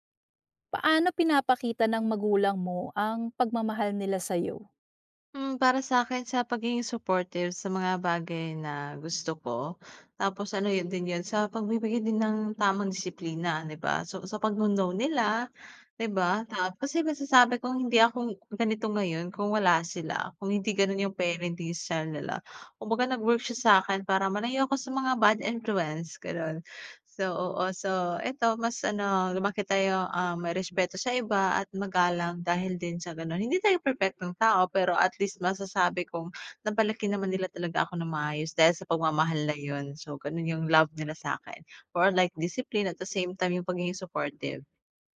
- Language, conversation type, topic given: Filipino, podcast, Paano ipinapakita ng mga magulang mo ang pagmamahal nila sa’yo?
- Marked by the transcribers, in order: in English: "for a like discipline at the same time"